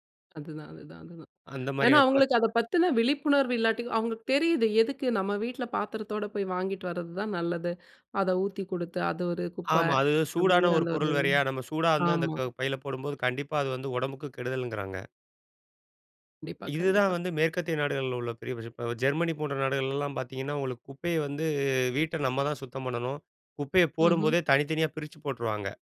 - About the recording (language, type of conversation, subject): Tamil, podcast, பிளாஸ்டிக் பயன்பாட்டைக் குறைக்க நாம் என்ன செய்ய வேண்டும்?
- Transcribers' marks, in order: none